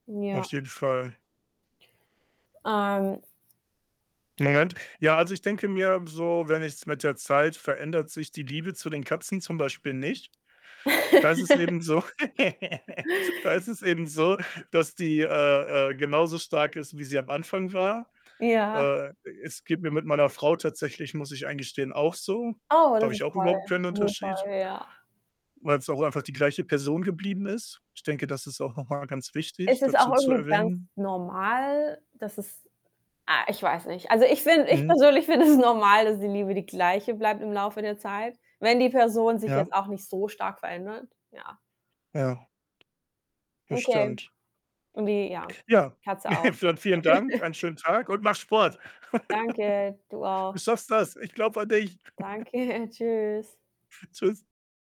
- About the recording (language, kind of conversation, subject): German, unstructured, Wie verändert sich die Liebe im Laufe der Zeit?
- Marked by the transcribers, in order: static; laugh; other background noise; laugh; distorted speech; laughing while speaking: "finde es"; chuckle; giggle; giggle